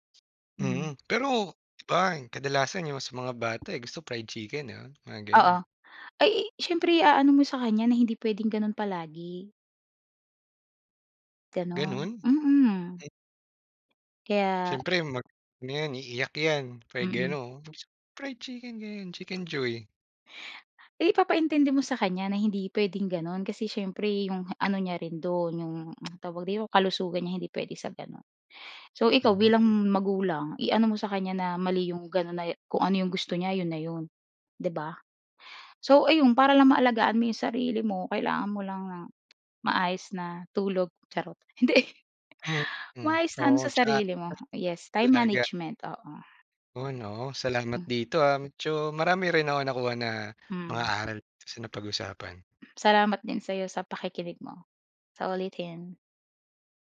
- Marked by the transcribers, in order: tapping; laughing while speaking: "hindi"
- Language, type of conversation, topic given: Filipino, podcast, Ano ang ginagawa mo para alagaan ang sarili mo kapag sobrang abala ka?